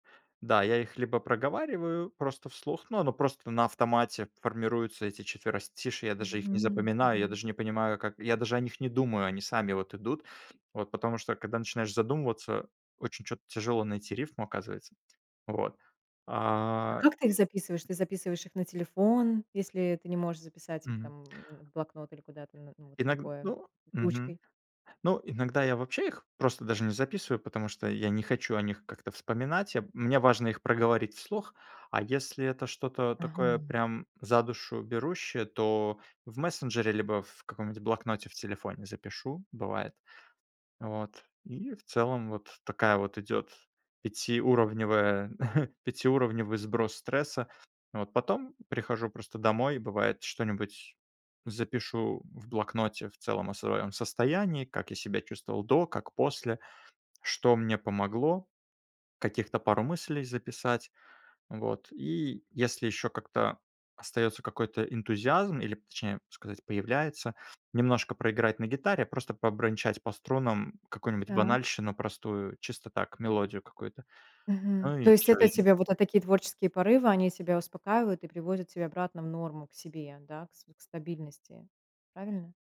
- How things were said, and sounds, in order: tapping; chuckle
- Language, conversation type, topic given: Russian, podcast, Как справляться со срывами и возвращаться в привычный ритм?